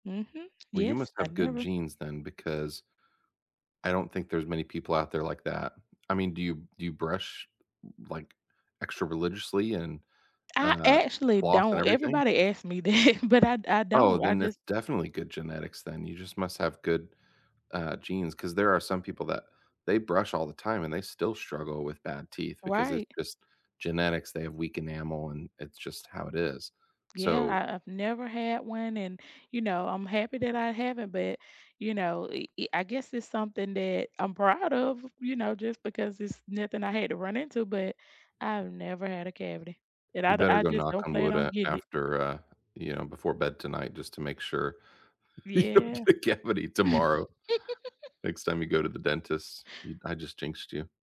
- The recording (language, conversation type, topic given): English, unstructured, What small joys reliably brighten your day?
- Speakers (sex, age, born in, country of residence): female, 40-44, United States, United States; male, 40-44, United States, United States
- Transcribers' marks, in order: tapping; laughing while speaking: "that"; laughing while speaking: "you don't get a cavity"; giggle